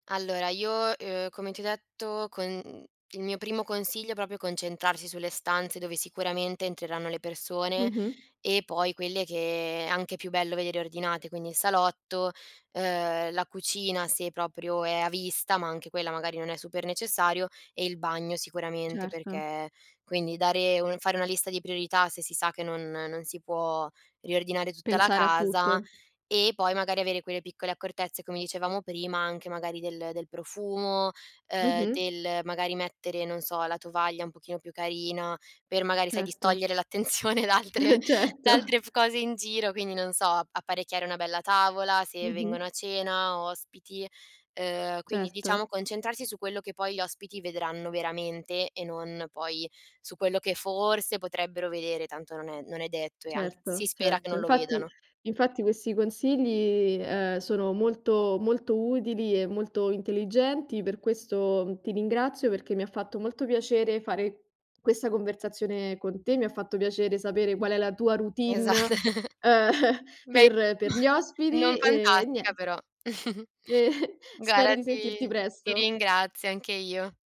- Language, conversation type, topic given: Italian, podcast, Qual è la tua routine per riordinare velocemente prima che arrivino degli ospiti?
- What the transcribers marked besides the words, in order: laughing while speaking: "distogliere l'attenzione"; chuckle; laughing while speaking: "Esat"; chuckle; chuckle; "Guarda" said as "guara"; chuckle